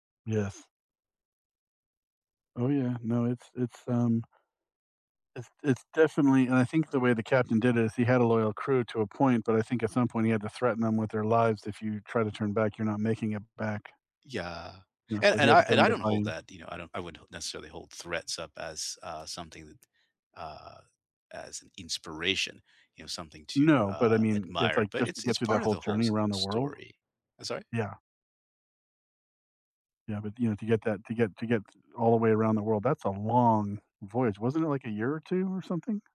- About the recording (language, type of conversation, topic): English, unstructured, What historical event inspires you?
- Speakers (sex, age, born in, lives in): male, 50-54, United States, United States; male, 55-59, United States, United States
- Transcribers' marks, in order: none